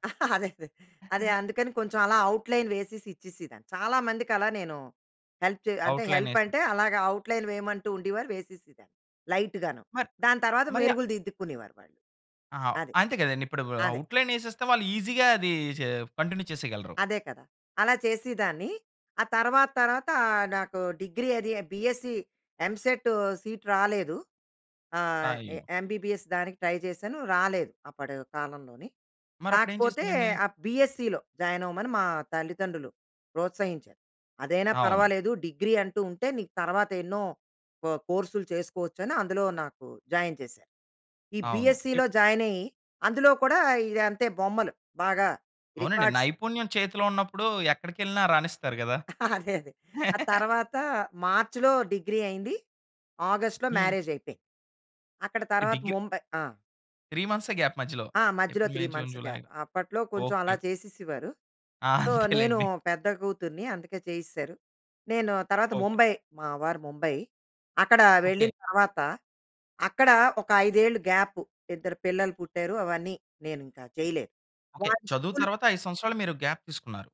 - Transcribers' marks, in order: chuckle; in English: "అవుట్‌లైన్"; in English: "హెల్ప్"; in English: "అవుట్‌లైన్"; in English: "హెల్ప్"; in English: "అవుట్‌లైన్"; in English: "లైట్"; in English: "అవుట్‌లైన్"; in English: "ఈజిగా"; in English: "కంటిన్యూ"; in English: "బీఎస్సీ, ఎంసెట్ సీట్"; in English: "ఎంబీబీఎస్"; in English: "ట్రై"; in English: "బీఎస్సీలో జాయిన్"; in English: "కొ కోర్సులు"; in English: "జాయిన్"; in English: "బీఎస్సీ‌లో"; in English: "రికార్డ్స్"; chuckle; laugh; in English: "మ్యారేజ్"; in English: "త్రీ"; in English: "గ్యాప్"; in English: "త్రీ మంత్స్ గ్యాప్"; giggle; in English: "సో"; in English: "గ్యాప్"; in English: "స్కూల్"; in English: "గ్యాప్"
- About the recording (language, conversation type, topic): Telugu, podcast, పాత నైపుణ్యాలు కొత్త రంగంలో ఎలా ఉపయోగపడతాయి?